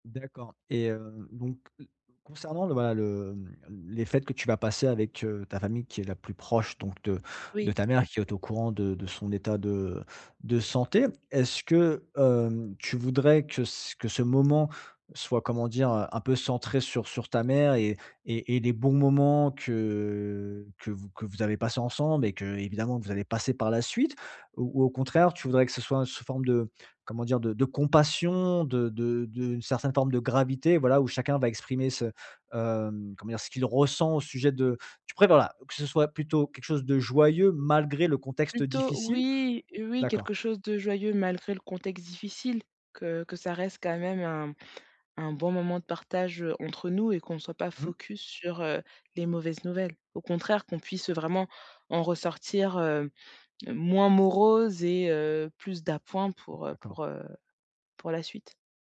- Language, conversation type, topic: French, advice, Comment puis-je gérer la fatigue après trop d’événements sociaux ?
- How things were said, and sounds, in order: drawn out: "que"; stressed: "compassion"; stressed: "malgré"